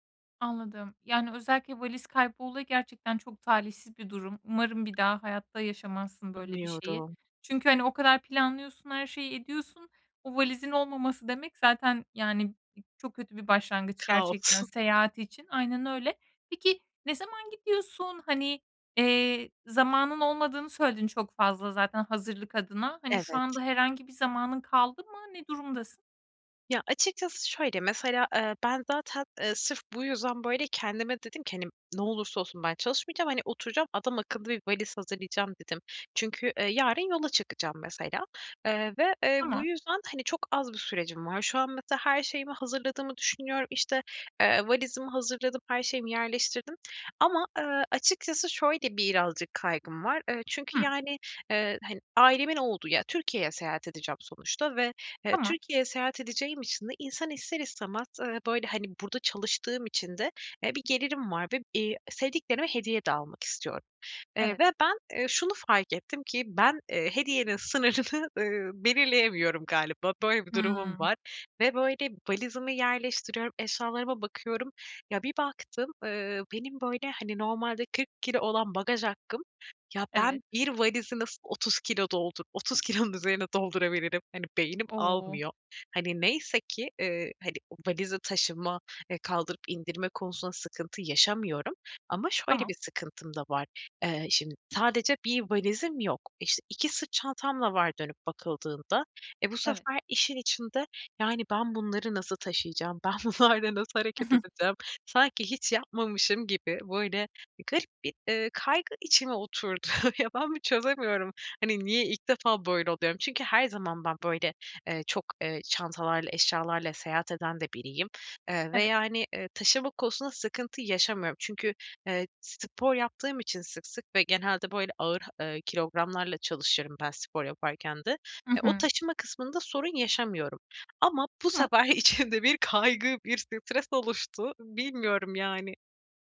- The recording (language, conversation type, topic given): Turkish, advice, Seyahat sırasında yaşadığım stres ve aksiliklerle nasıl başa çıkabilirim?
- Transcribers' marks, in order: other background noise; chuckle; laughing while speaking: "hediyenin sınırını, ııı, belirleyemiyorum galiba"; tapping; chuckle; laughing while speaking: "oturdu"; laughing while speaking: "bir kaygı, bir stres oluştu"